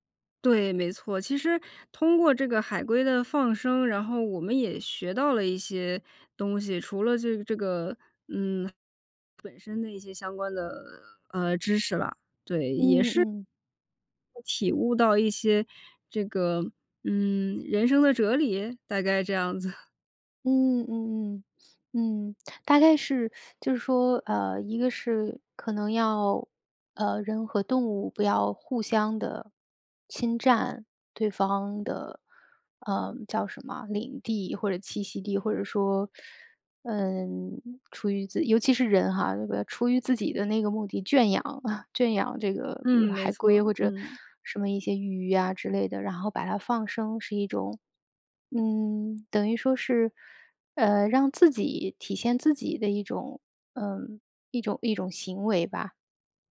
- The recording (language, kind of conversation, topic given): Chinese, podcast, 大自然曾经教会过你哪些重要的人生道理？
- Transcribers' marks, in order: other background noise; laughing while speaking: "子"; teeth sucking; chuckle